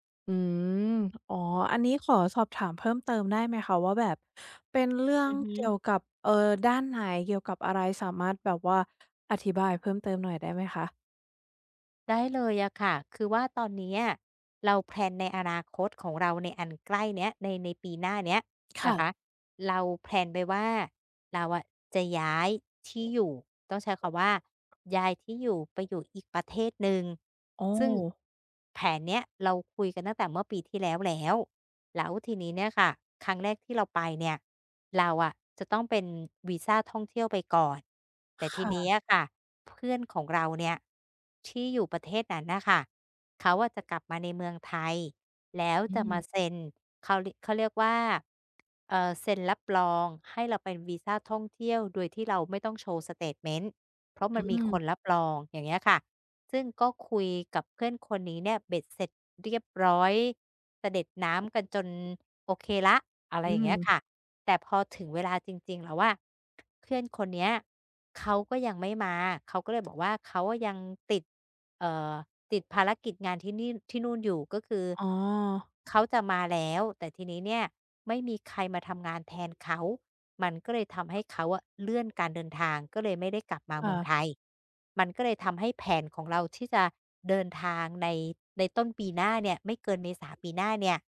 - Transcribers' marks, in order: other background noise; in English: "แพลน"; in English: "แพลน"; tapping; "ที่นี่" said as "ที่นี่น"
- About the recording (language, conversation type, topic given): Thai, advice, ฉันรู้สึกกังวลกับอนาคตที่ไม่แน่นอน ควรทำอย่างไร?